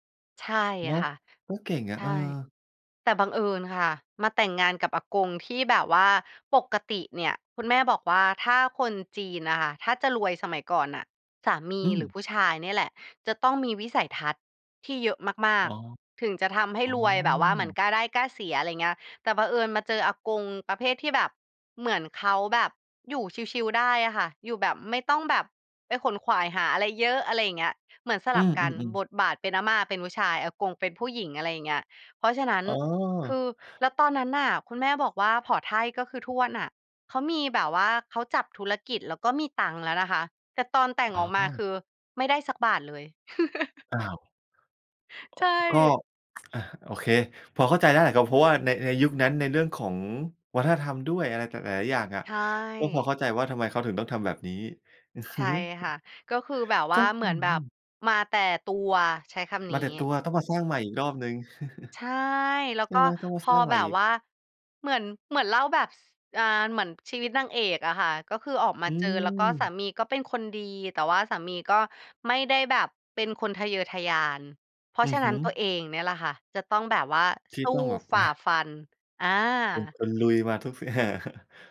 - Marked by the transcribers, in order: other background noise; tapping; chuckle; other noise; chuckle; disgusted: "อา"; chuckle
- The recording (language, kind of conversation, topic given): Thai, podcast, เล่าเรื่องรากเหง้าครอบครัวให้ฟังหน่อยได้ไหม?